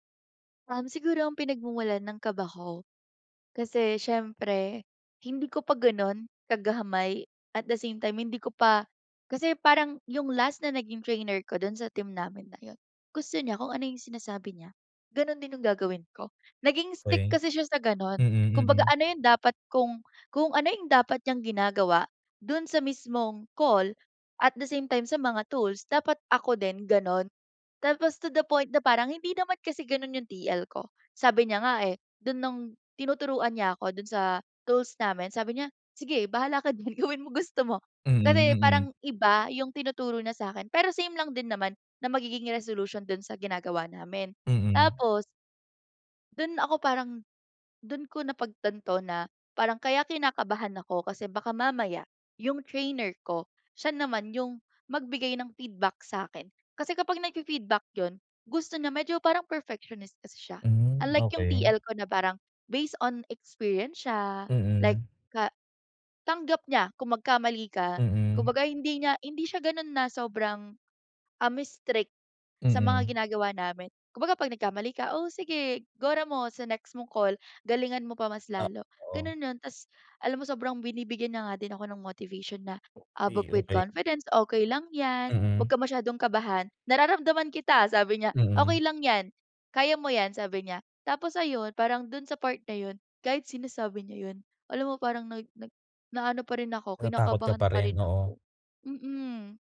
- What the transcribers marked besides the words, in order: in English: "at the same time"; laughing while speaking: "din gawin mo gusto mo"
- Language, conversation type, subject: Filipino, advice, Ano ang mga epektibong paraan para mabilis akong kumalma kapag sobra akong nababagabag?